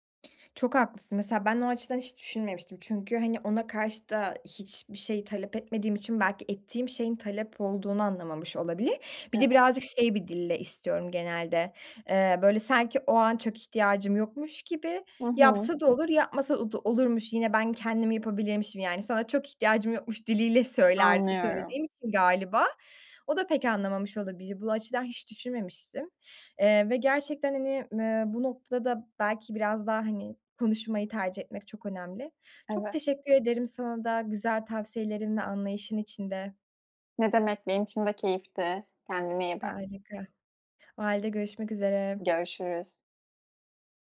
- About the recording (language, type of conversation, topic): Turkish, advice, İş yerinde ve evde ihtiyaçlarımı nasıl açık, net ve nazikçe ifade edebilirim?
- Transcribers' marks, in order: other background noise; tapping